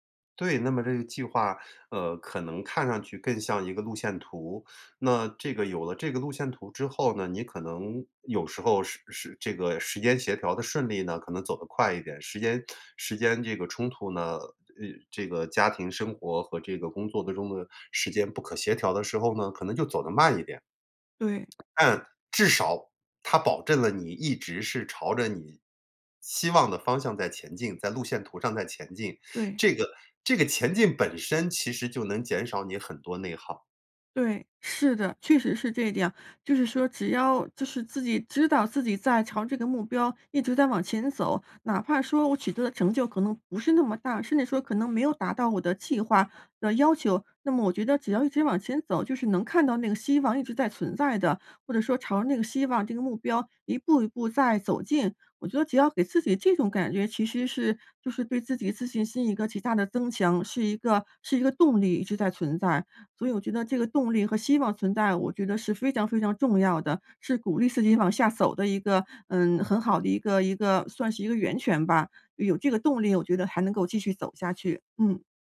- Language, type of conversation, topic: Chinese, advice, 平衡创业与个人生活
- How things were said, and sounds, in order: other background noise